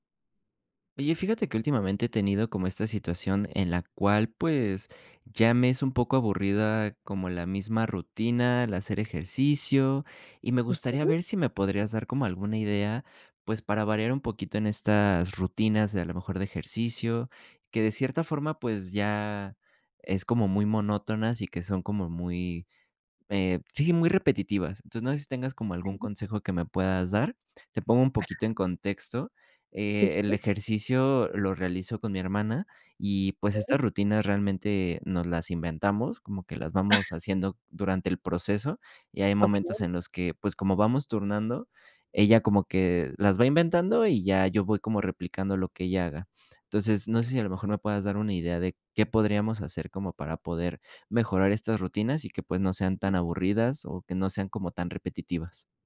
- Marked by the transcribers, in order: cough; sneeze; other background noise
- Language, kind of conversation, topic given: Spanish, advice, ¿Cómo puedo variar mi rutina de ejercicio para no aburrirme?